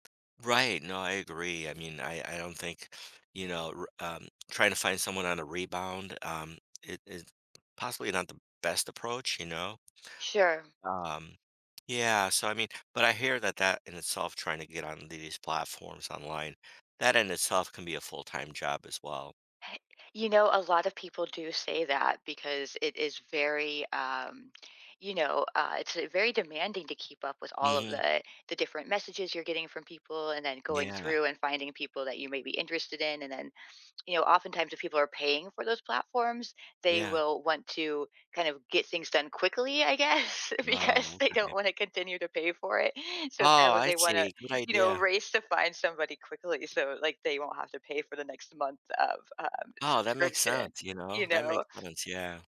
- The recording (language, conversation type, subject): English, advice, How can I adjust to living alone?
- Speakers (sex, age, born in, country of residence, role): female, 45-49, United States, United States, advisor; male, 60-64, Italy, United States, user
- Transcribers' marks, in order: other background noise; tapping; laughing while speaking: "because"